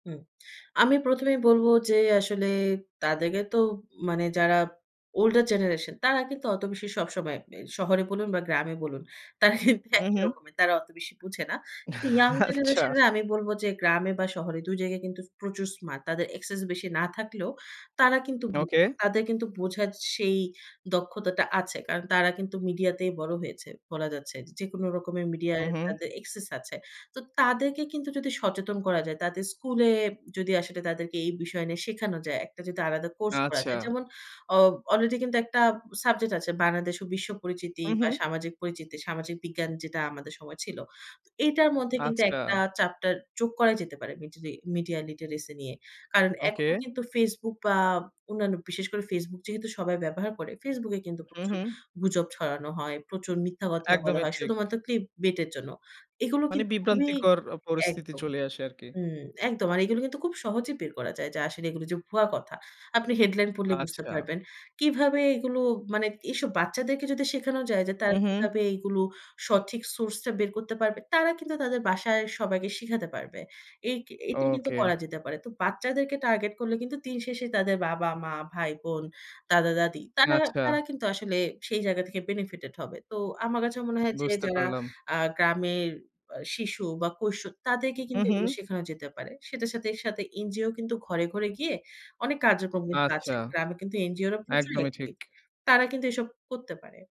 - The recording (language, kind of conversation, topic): Bengali, podcast, মিডিয়া সাক্ষরতা কেন স্কুলে শেখানো উচিত—এই বিষয়ে আপনি কী যুক্তি দেবেন?
- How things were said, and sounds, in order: laughing while speaking: "তারা কিন্তু একই রকমের"; laughing while speaking: "আচ্ছা"; tapping; "কিশোর" said as "কৈশো"; "কার্যকর্মী" said as "কাজোকম্মিতো"